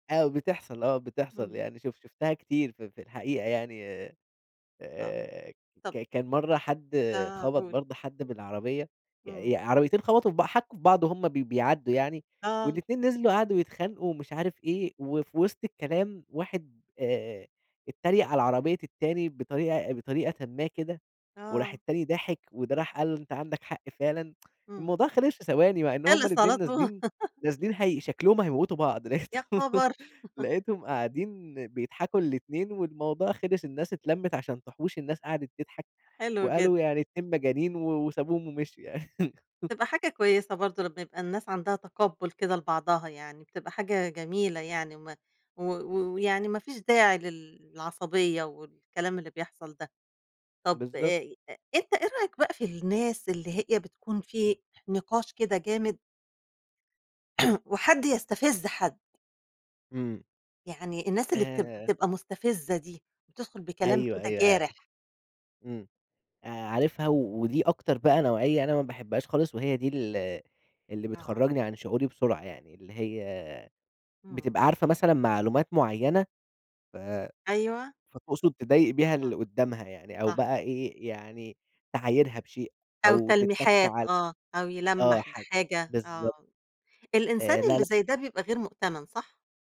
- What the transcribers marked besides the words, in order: tsk; giggle; laughing while speaking: "لقيتهم"; laugh; other background noise; laughing while speaking: "يعني"; laugh; throat clearing
- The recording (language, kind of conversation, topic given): Arabic, podcast, إزاي بتتعامل مع نقاش سخن عشان ما يتحولش لخناقة؟